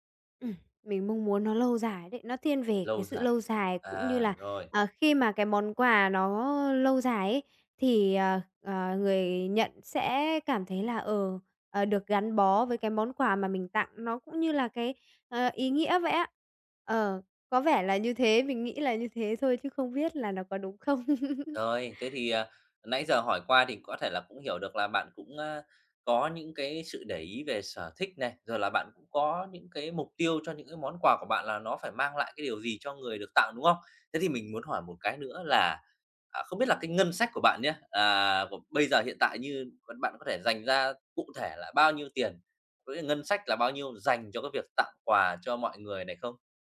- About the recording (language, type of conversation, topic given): Vietnamese, advice, Bạn có thể gợi ý những món quà tặng ý nghĩa phù hợp với nhiều đối tượng khác nhau không?
- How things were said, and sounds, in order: tapping; laugh